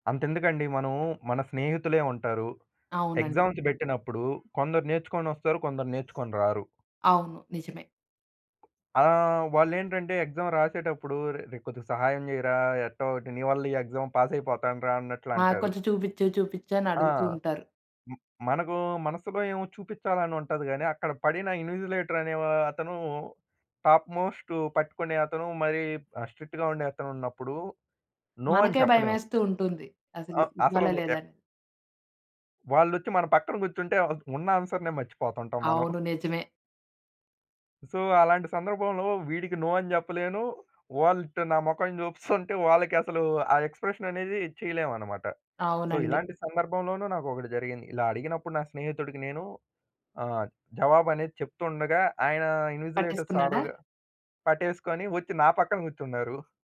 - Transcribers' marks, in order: in English: "ఎగ్జామ్స్"; in English: "ఎక్సామ్"; in English: "ఎక్సామ్ పాస్"; in English: "ఇన్విజిలేటర్"; in English: "టాప్ మోస్ట్"; in English: "స్ట్రిక్ట్‌గా"; in English: "నో"; in English: "ఆన్సర్‌నే"; in English: "సో"; in English: "నో"; giggle; in English: "ఎక్స్‌ప్రెషన్"; in English: "సో"; in English: "ఇన్విజిలేటర్స్"
- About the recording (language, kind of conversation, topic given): Telugu, podcast, ఇతరులకు “కాదు” అని చెప్పాల్సి వచ్చినప్పుడు మీకు ఎలా అనిపిస్తుంది?
- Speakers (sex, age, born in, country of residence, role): female, 20-24, India, India, host; male, 20-24, India, India, guest